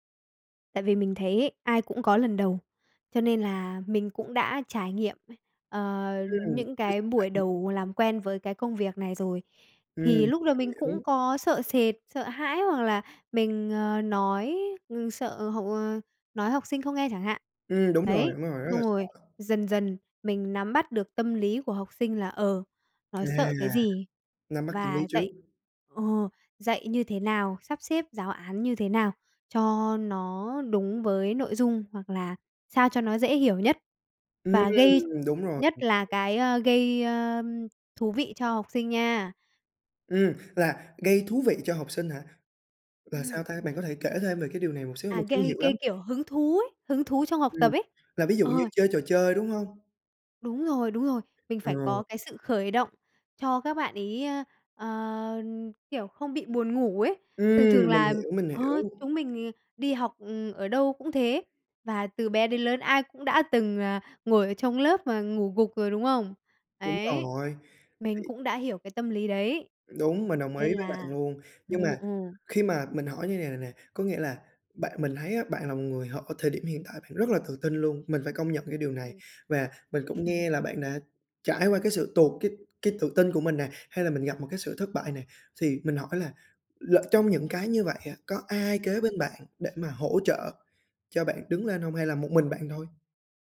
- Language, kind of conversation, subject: Vietnamese, podcast, Điều gì giúp bạn xây dựng sự tự tin?
- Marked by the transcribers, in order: tapping; other noise; other background noise; unintelligible speech; laugh